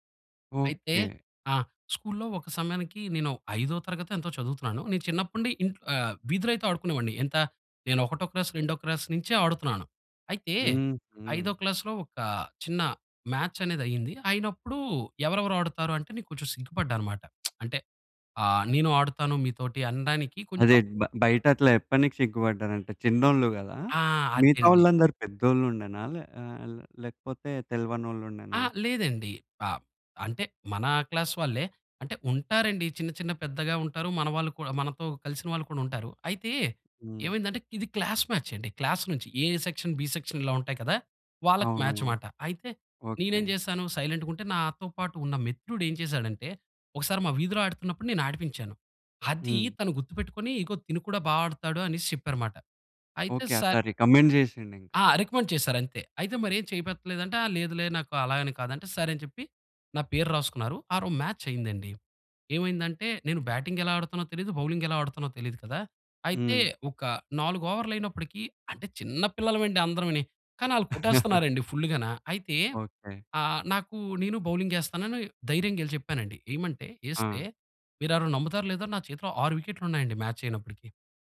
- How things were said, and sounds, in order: in English: "క్లాస్"; in English: "క్లాస్"; lip smack; in English: "క్లాస్"; other background noise; in English: "క్లాస్"; in English: "క్లాస్"; in English: "ఏ సెక్షన్, బి సెక్షన్"; in English: "మ్యాచ్"; in English: "సైలెంట్‌గుంటే"; in English: "రికమెండ్"; in English: "రికమెండ్"; chuckle
- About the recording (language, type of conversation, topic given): Telugu, podcast, నువ్వు చిన్నప్పుడే ఆసక్తిగా నేర్చుకుని ఆడడం మొదలుపెట్టిన క్రీడ ఏదైనా ఉందా?